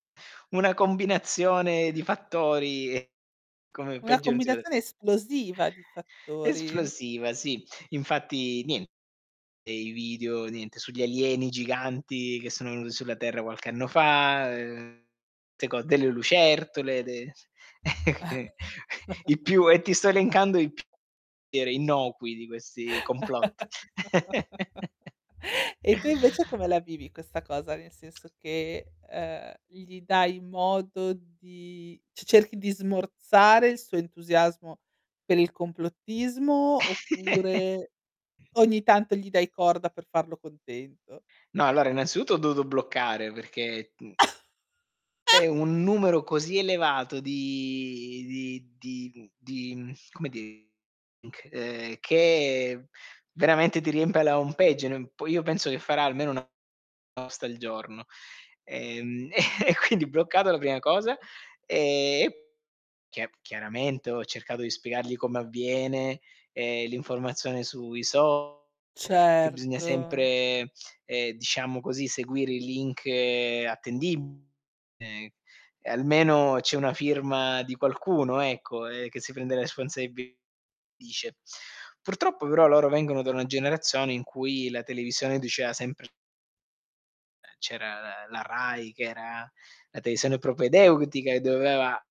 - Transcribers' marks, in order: other background noise; distorted speech; unintelligible speech; chuckle; tapping; unintelligible speech; chuckle; chuckle; giggle; in English: "home page"; chuckle; "propedeutica" said as "propedeuctica"
- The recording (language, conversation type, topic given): Italian, podcast, Ti capita di confrontarti con gli altri sui social?